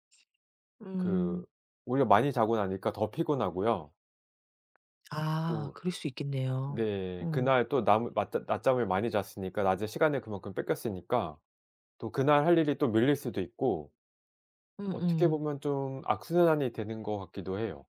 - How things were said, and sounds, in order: other background noise; tapping
- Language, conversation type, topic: Korean, advice, 규칙적인 수면 시간을 지키기 어려운 이유는 무엇인가요?